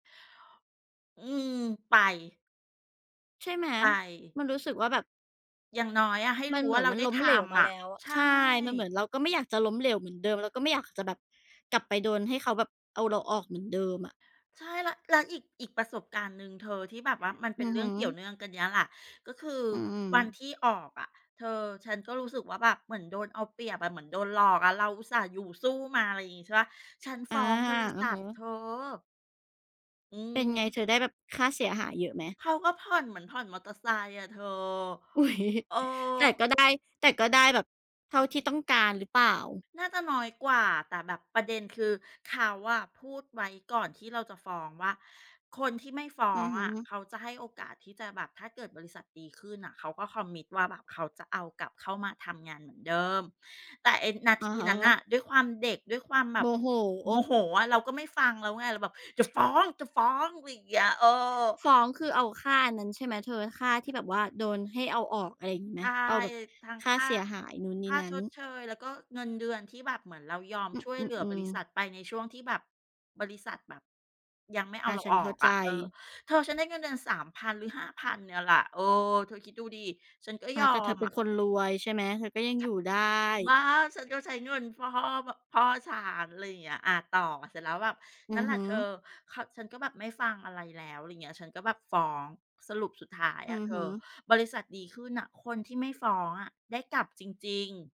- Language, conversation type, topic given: Thai, unstructured, ความล้มเหลวครั้งใหญ่สอนอะไรคุณบ้าง?
- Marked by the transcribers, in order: laughing while speaking: "อุ๊ย"; in English: "Commit"; tapping; angry: "จะฟ้อง ๆ"